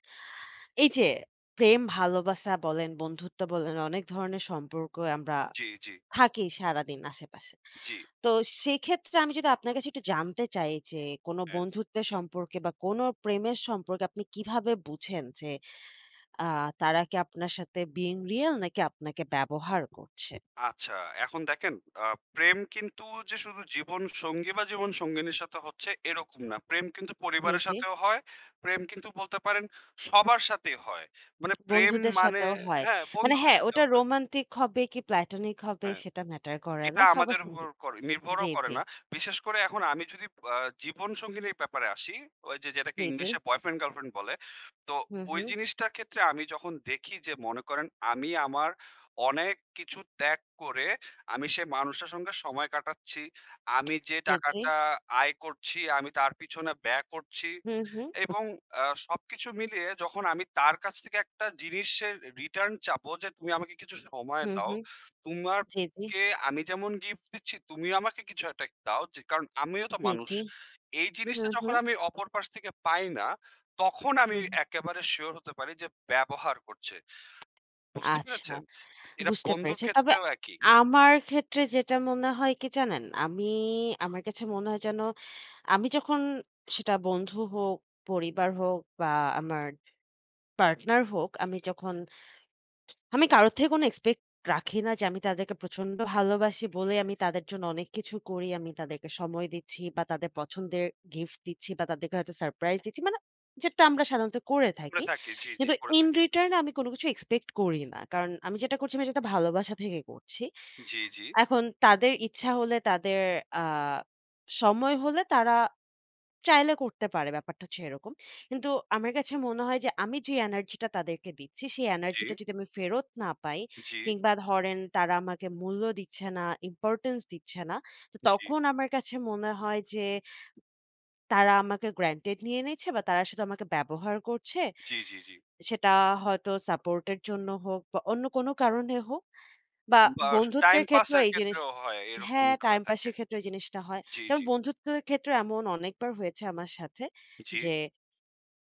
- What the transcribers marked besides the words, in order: in English: "being real"; in English: "platonic"; tapping; other background noise; "ব্যয়" said as "বে"; in English: "in return"
- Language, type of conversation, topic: Bengali, unstructured, কীভাবে বুঝবেন প্রেমের সম্পর্কে আপনাকে ব্যবহার করা হচ্ছে?